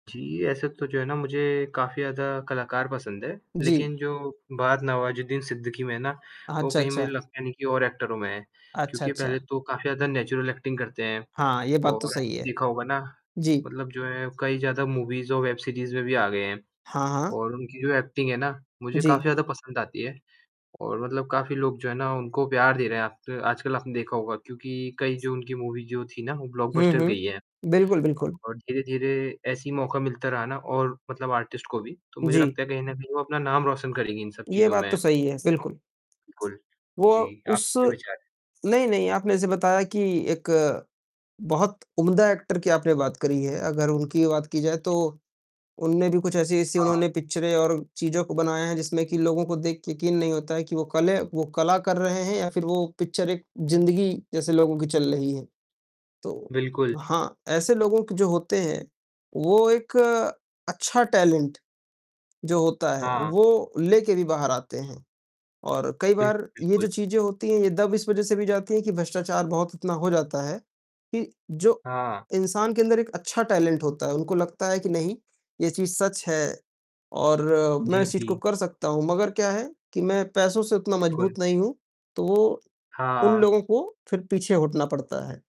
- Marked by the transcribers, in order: other background noise; distorted speech; static; in English: "नेचुरल एक्टिंग"; in English: "मूवीज़"; in English: "वेब सीरीज़"; in English: "एक्टिंग"; in English: "मूवी"; in English: "ब्लॉकबस्टर"; in English: "आर्टिस्ट"; in English: "एक्टर"; in English: "पिक्चर"; in English: "टैलेंट"; in English: "टैलेंट"; "हटना" said as "हुटना"; tapping
- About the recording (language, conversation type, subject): Hindi, unstructured, क्या आपको लगता है कि फिल्म उद्योग में भ्रष्टाचार है?